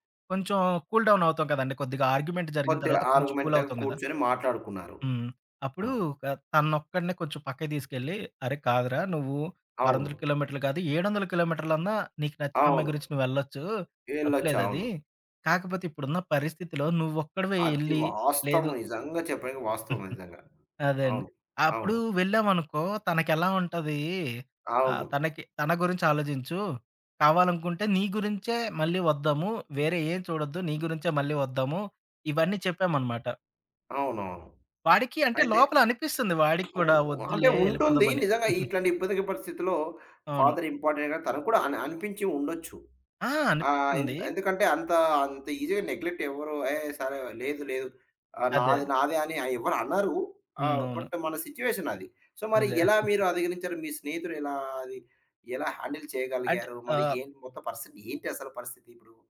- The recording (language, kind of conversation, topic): Telugu, podcast, మధ్యలో విభేదాలున్నప్పుడు నమ్మకం నిలబెట్టుకోవడానికి మొదటి అడుగు ఏమిటి?
- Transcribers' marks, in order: in English: "కూల్ డౌన్"; in English: "ఆర్గ్యుమెంట్"; in English: "ఆర్గ్యుమెంట్‌ల్"; giggle; other background noise; tapping; in English: "ఫాదర్ ఇంపార్టెంట్"; giggle; in English: "ఈజీగా నెగ్లెక్ట్"; in English: "బట్"; in English: "సో"; giggle; in English: "హ్యాండిల్"